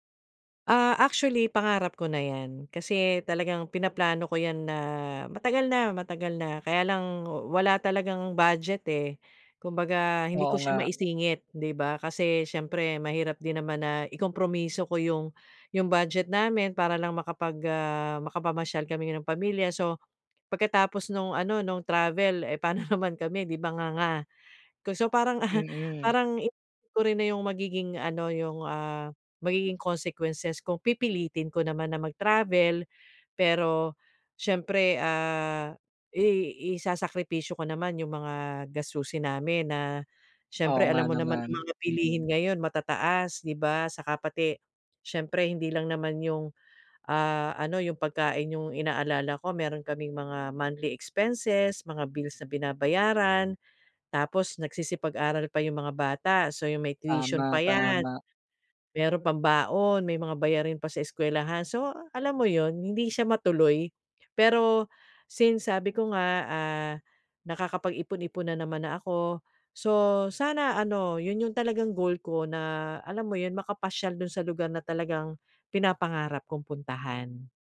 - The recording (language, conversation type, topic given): Filipino, advice, Paano ako pipili ng makabuluhang gantimpala para sa sarili ko?
- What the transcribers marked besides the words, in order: chuckle; chuckle; in English: "consequences"; other background noise; in English: "monthly expenses"